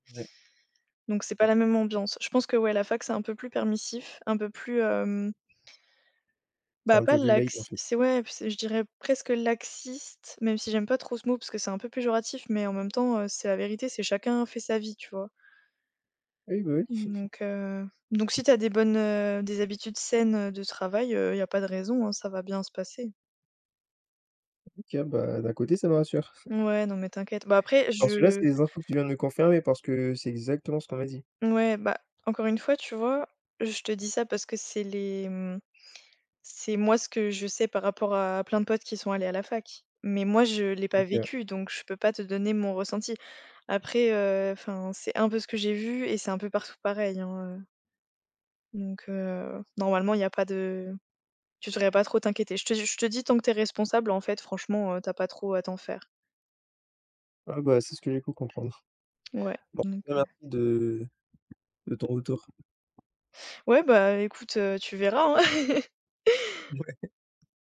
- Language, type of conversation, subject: French, unstructured, Comment trouves-tu l’équilibre entre travail et vie personnelle ?
- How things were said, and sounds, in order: chuckle; other background noise; tapping; chuckle; unintelligible speech; laugh; laughing while speaking: "Mouais"; chuckle